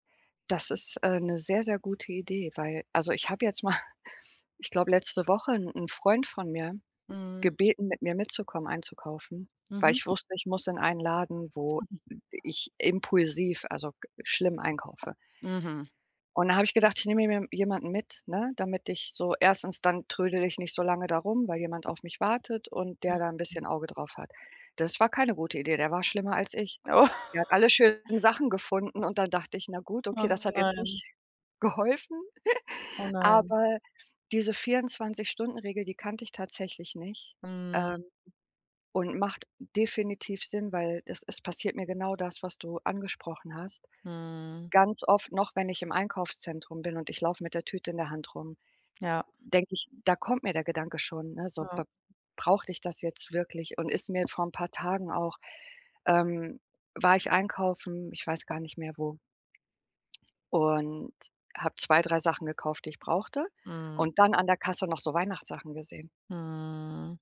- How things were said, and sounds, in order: chuckle; other background noise; laughing while speaking: "Oh"; giggle; drawn out: "Mhm"
- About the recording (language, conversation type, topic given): German, advice, Wie kann ich impulsive Einkäufe häufiger vermeiden und Geld sparen?